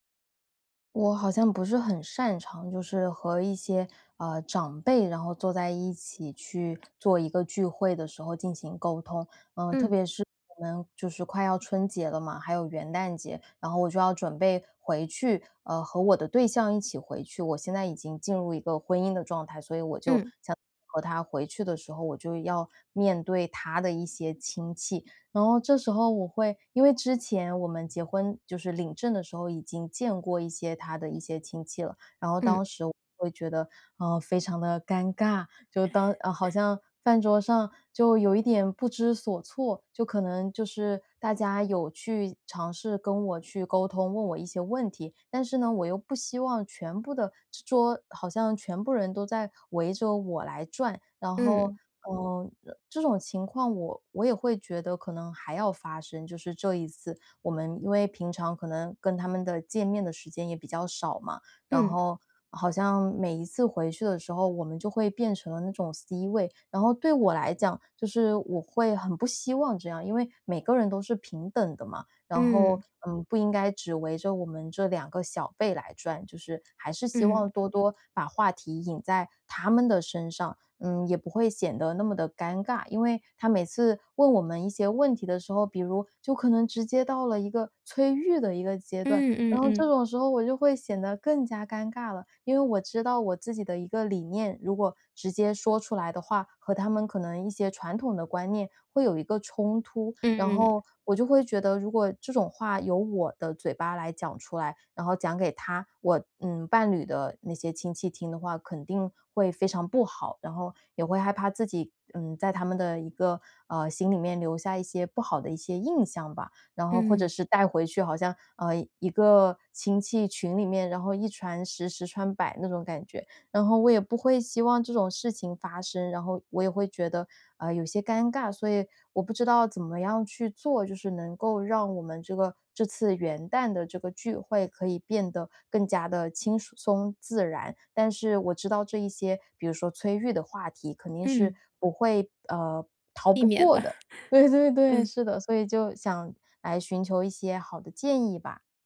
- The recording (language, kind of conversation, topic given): Chinese, advice, 聚会中出现尴尬时，我该怎么做才能让气氛更轻松自然？
- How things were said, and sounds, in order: unintelligible speech; laughing while speaking: "对 对-对"; laughing while speaking: "了"